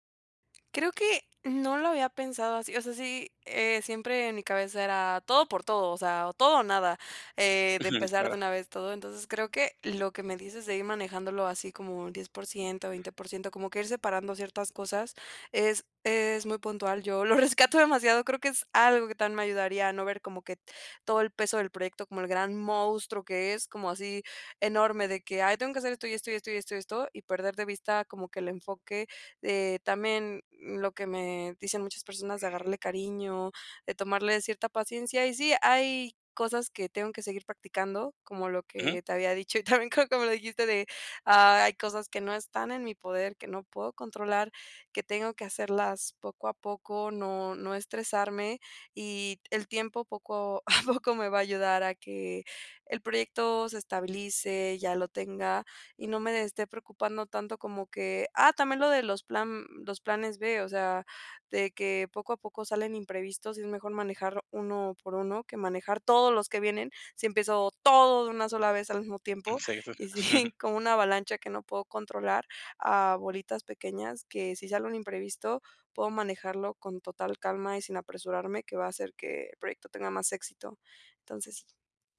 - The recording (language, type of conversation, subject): Spanish, advice, ¿Cómo puedo equilibrar la ambición y la paciencia al perseguir metas grandes?
- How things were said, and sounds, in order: tapping; other background noise; laughing while speaking: "lo rescato demasiado"; other noise; laughing while speaking: "también creo como lo dijiste"; laughing while speaking: "a poco"; unintelligible speech; chuckle; laughing while speaking: "si"